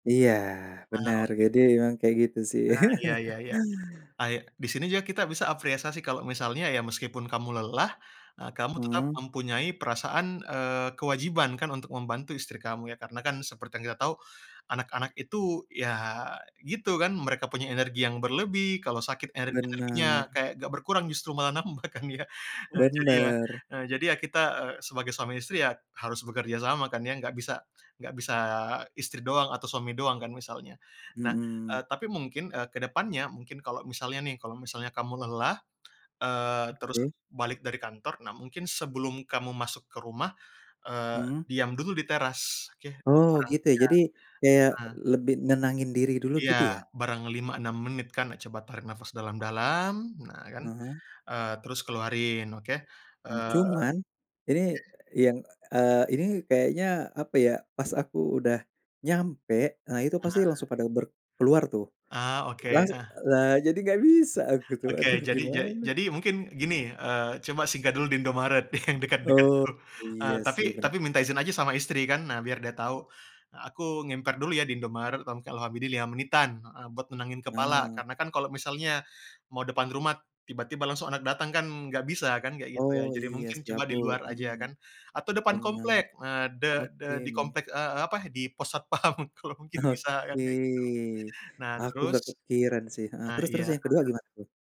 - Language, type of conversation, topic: Indonesian, advice, Mengapa saya bereaksi marah berlebihan setiap kali terjadi konflik kecil?
- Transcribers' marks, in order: laugh; "apresiasi" said as "apreasasi"; laughing while speaking: "nambah kan ya"; unintelligible speech; other background noise; laughing while speaking: "yang"; laughing while speaking: "Oke"; laughing while speaking: "satpam kalau mungkin"